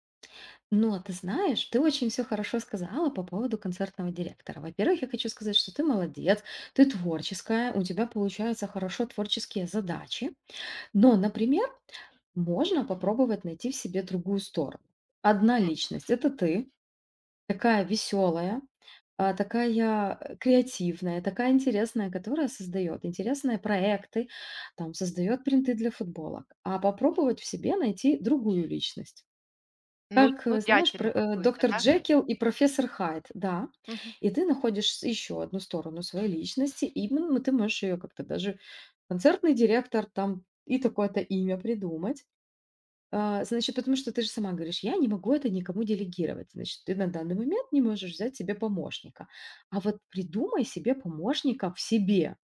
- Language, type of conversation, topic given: Russian, advice, Как справиться с постоянной прокрастинацией, из-за которой вы не успеваете вовремя завершать важные дела?
- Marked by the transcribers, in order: other background noise; tapping